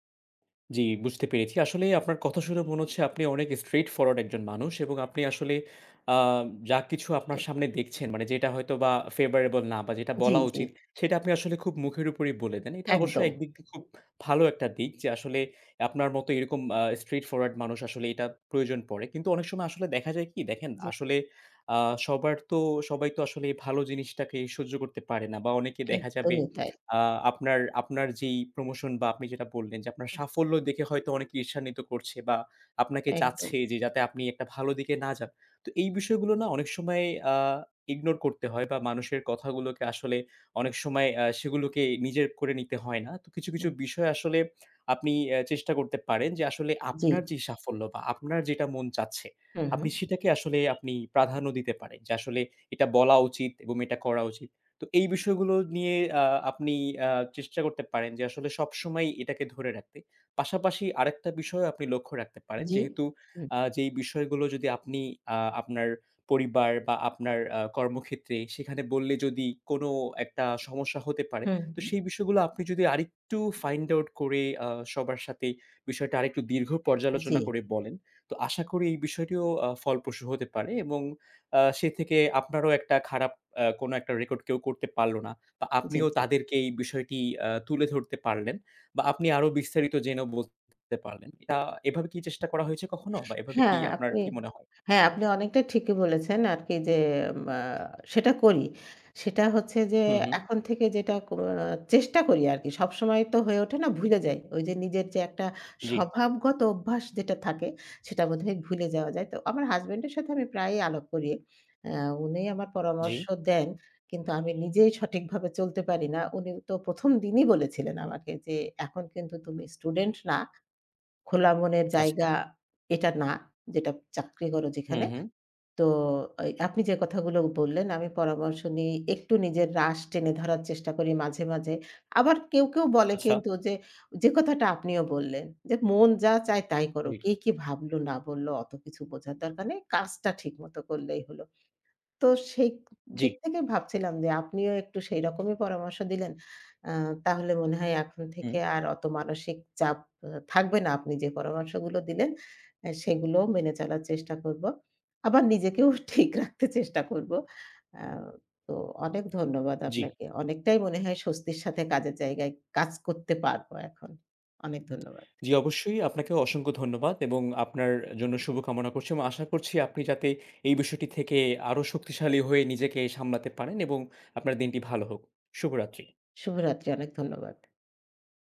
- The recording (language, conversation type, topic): Bengali, advice, কাজের জায়গায় নিজেকে খোলামেলা প্রকাশ করতে আপনার ভয় কেন হয়?
- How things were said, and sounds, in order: horn; in English: "favorable"; other background noise; lip smack; tapping; lip smack; in English: "find out"; "আলাপ" said as "আলক"; laughing while speaking: "ঠিক রাখতে চেষ্টা করব"